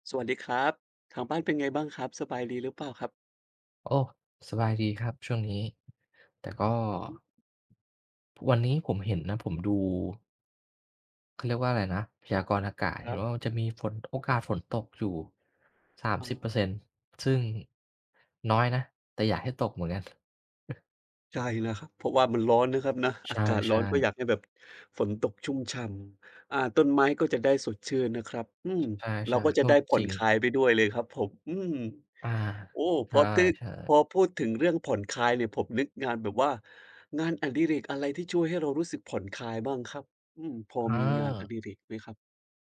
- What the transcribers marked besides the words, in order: tapping; other background noise; chuckle
- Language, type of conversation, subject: Thai, unstructured, งานอดิเรกอะไรช่วยให้คุณรู้สึกผ่อนคลาย?